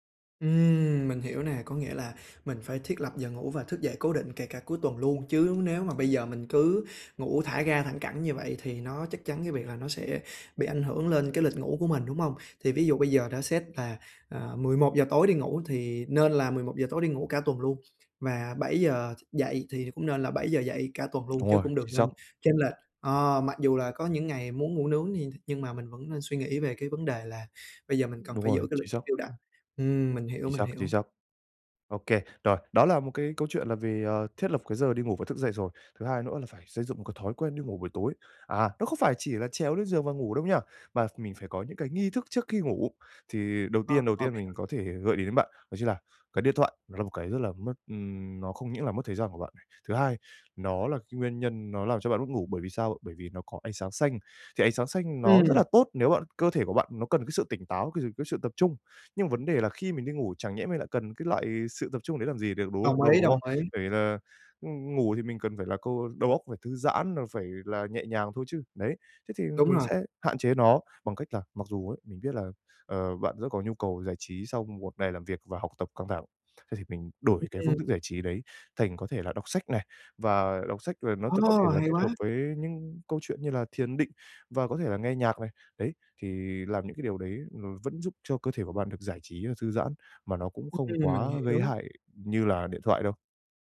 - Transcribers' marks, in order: tapping; unintelligible speech; other background noise
- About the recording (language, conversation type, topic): Vietnamese, advice, Làm thế nào để duy trì lịch ngủ ổn định mỗi ngày?